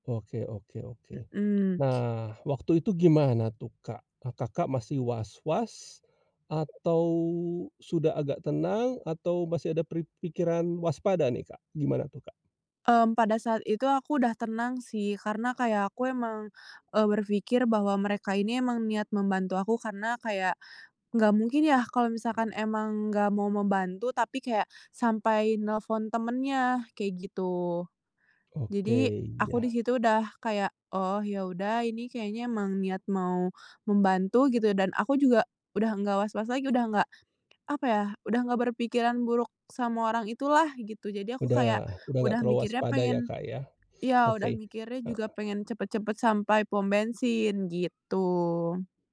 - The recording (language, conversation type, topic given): Indonesian, podcast, Bisakah kamu menceritakan momen kebaikan tak terduga dari orang asing yang pernah kamu alami?
- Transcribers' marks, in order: tapping; snort